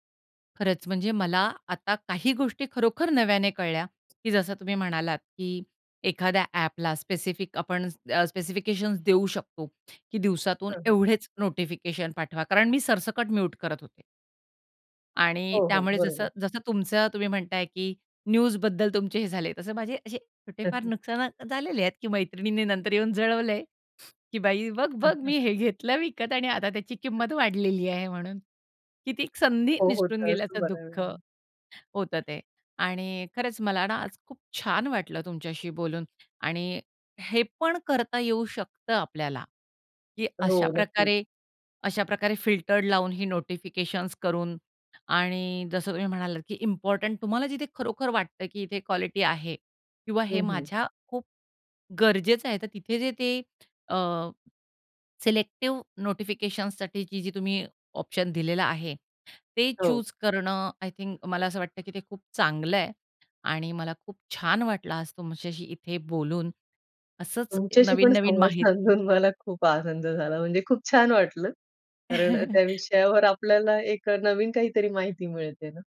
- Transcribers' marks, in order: other background noise; in English: "स्पेसिफिकेशन्स"; in English: "म्यूट"; chuckle; chuckle; in English: "फिल्टर्ड"; in English: "इम्पॉर्टंट"; in English: "सिलेक्टिव"; in English: "चूज"; in English: "आय थिंक"; laughing while speaking: "साधून मला खूप आनंद"; chuckle
- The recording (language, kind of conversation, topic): Marathi, podcast, सूचनांवर तुम्ही नियंत्रण कसे ठेवता?